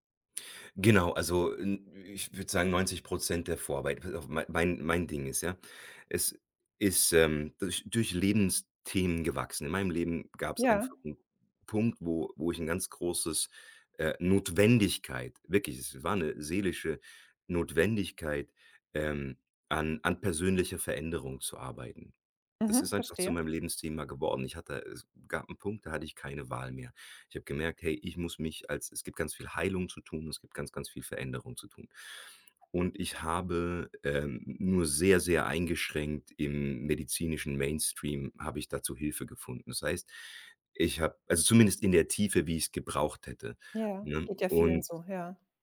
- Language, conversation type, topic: German, advice, Wie blockiert Prokrastination deinen Fortschritt bei wichtigen Zielen?
- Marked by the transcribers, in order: other background noise